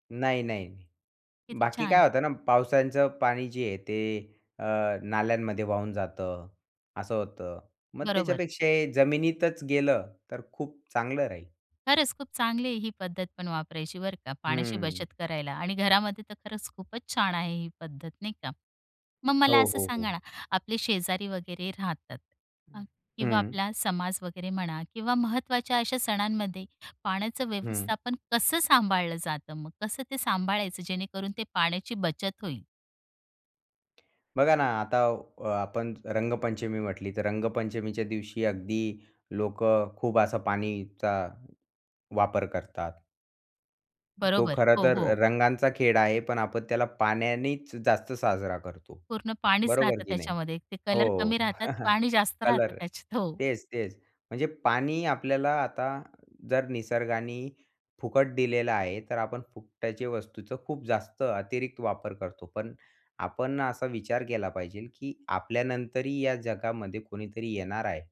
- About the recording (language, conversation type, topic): Marathi, podcast, घरात पाण्याची बचत प्रभावीपणे कशी करता येईल, आणि त्याबाबत तुमचा अनुभव काय आहे?
- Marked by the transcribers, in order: chuckle